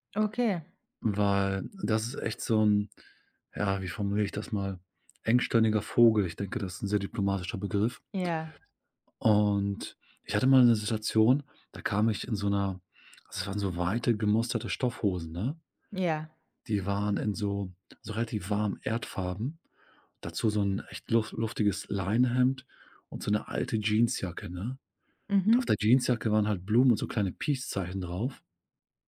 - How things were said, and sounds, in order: none
- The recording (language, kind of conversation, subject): German, advice, Wie fühlst du dich, wenn du befürchtest, wegen deines Aussehens oder deines Kleidungsstils verurteilt zu werden?